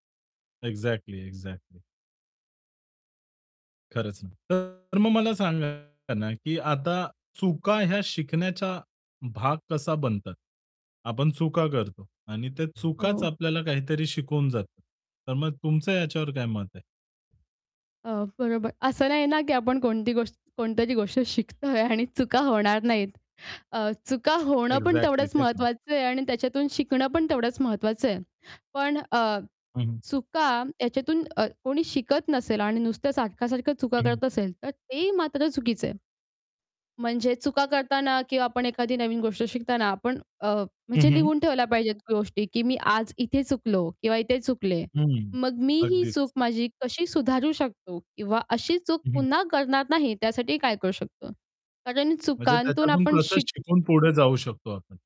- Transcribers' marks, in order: in English: "एक्झॅक्टली, एक्झॅक्टली"; distorted speech; other background noise; tapping; laughing while speaking: "शिकतोय आणि चुका होणार नाहीत"; in English: "एक्झॅक्टली"; static
- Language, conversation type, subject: Marathi, podcast, तुम्ही विविध स्रोतांमधील माहिती एकत्र करून एखादा विषय कसा शिकता?